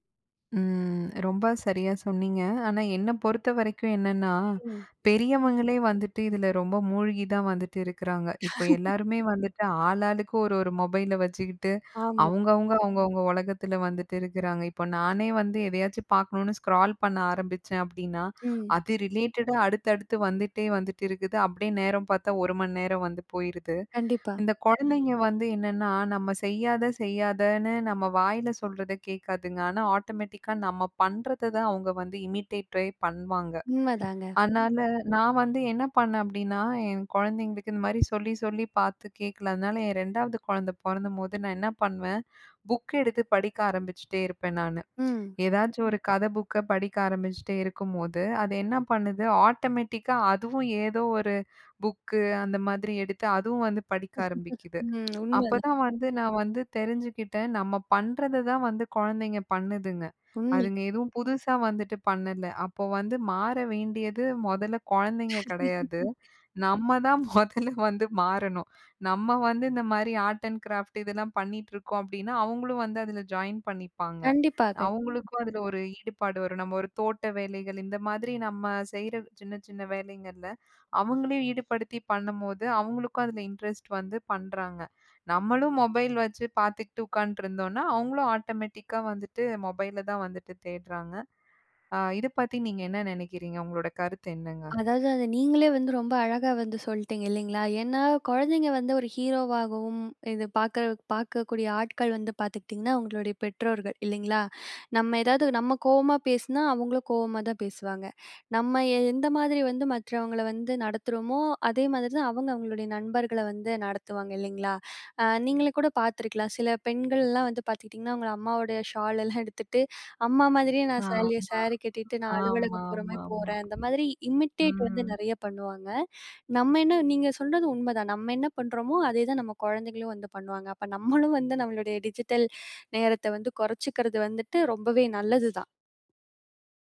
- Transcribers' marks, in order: unintelligible speech; laugh; other background noise; in English: "ஸ்க்ரால்"; in English: "ரிலேட்டடா"; in English: "இமிடேட்டே"; laugh; laugh; laughing while speaking: "மொதல்ல வந்து மாறணும்"; in English: "ஆர்ட் அண்ட் கிராஃப்ட்"
- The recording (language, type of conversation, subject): Tamil, podcast, குழந்தைகள் டிஜிட்டல் சாதனங்களுடன் வளரும்போது பெற்றோர் என்னென்ன விஷயங்களை கவனிக்க வேண்டும்?